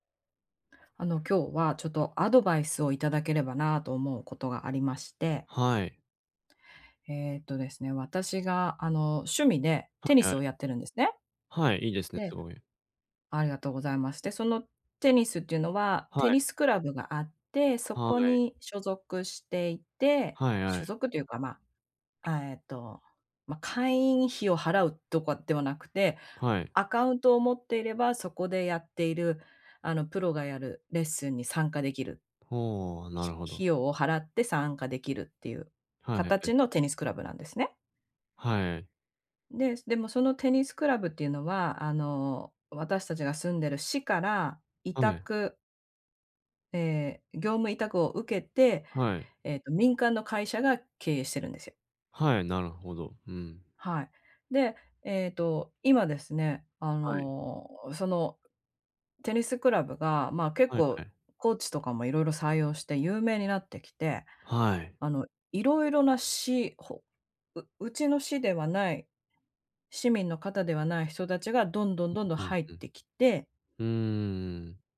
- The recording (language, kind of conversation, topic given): Japanese, advice, 反論すべきか、それとも手放すべきかをどう判断すればよいですか？
- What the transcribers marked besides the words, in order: none